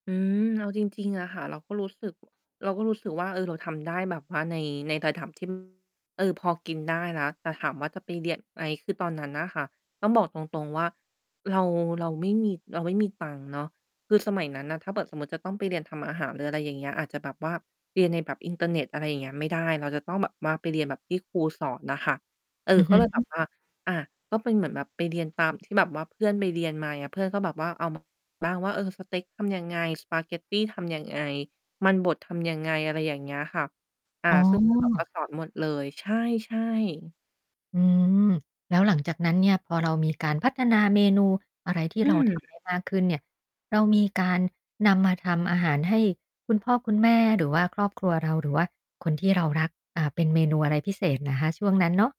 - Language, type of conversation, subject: Thai, podcast, คุณช่วยเล่าให้ฟังได้ไหมว่าคุณเคยทำสิ่งเล็กๆ อะไรเพื่อคนที่คุณรัก?
- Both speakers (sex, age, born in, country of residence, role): female, 30-34, Thailand, Thailand, guest; female, 50-54, Thailand, Thailand, host
- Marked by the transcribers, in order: other background noise; distorted speech; mechanical hum